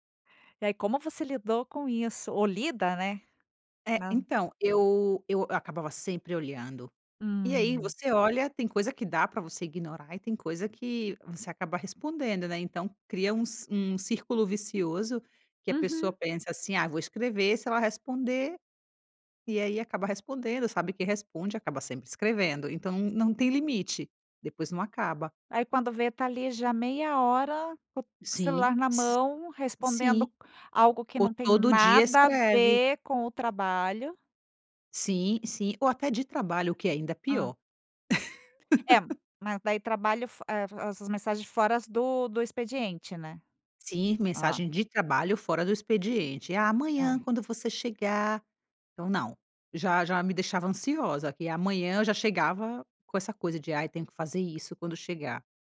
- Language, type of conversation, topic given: Portuguese, podcast, Quais limites você estabelece para receber mensagens de trabalho fora do expediente?
- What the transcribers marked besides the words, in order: lip smack; laugh